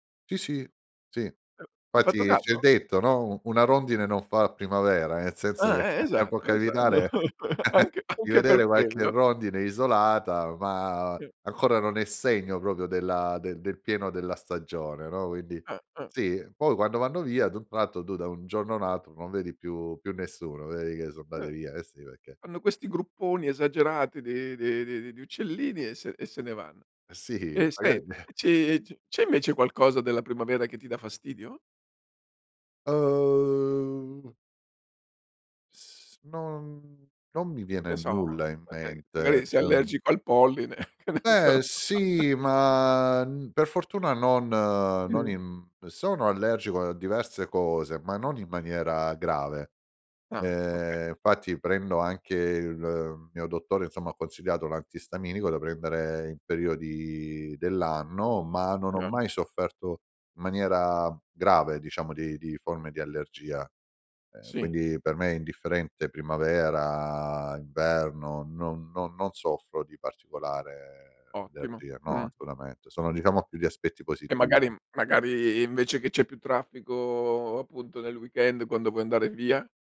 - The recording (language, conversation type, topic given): Italian, podcast, Cosa ti piace di più dell'arrivo della primavera?
- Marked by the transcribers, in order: laughing while speaking: "che"; chuckle; laughing while speaking: "anche"; "proprio" said as "propio"; "tu" said as "du"; "perché" said as "pecché"; laughing while speaking: "sì"; chuckle; drawn out: "Uhm"; chuckle; laughing while speaking: "che ne so"; laugh; unintelligible speech; in English: "weekend"